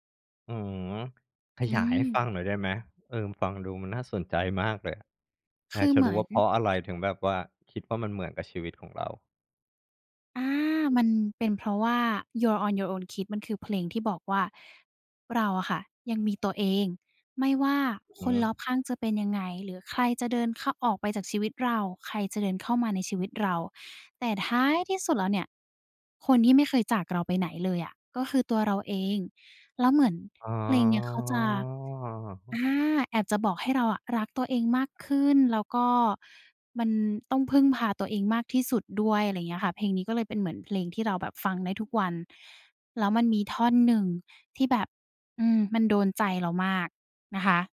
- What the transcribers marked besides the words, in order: drawn out: "อ๋อ"
- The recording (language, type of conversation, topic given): Thai, podcast, เพลงไหนที่เป็นเพลงประกอบชีวิตของคุณในตอนนี้?